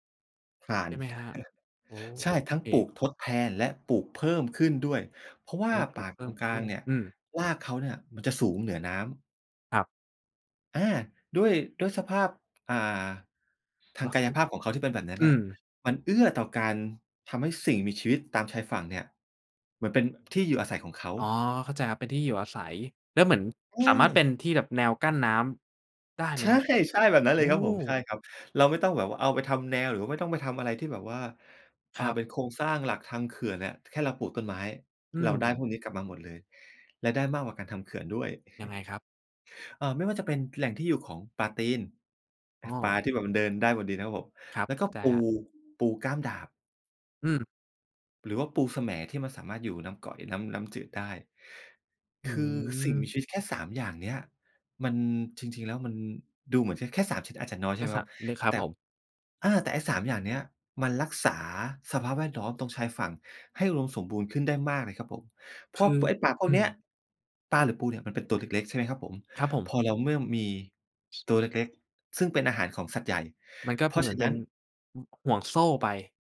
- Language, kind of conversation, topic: Thai, podcast, ถ้าพูดถึงการอนุรักษ์ทะเล เราควรเริ่มจากอะไร?
- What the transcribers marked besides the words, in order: chuckle; chuckle; other background noise; other noise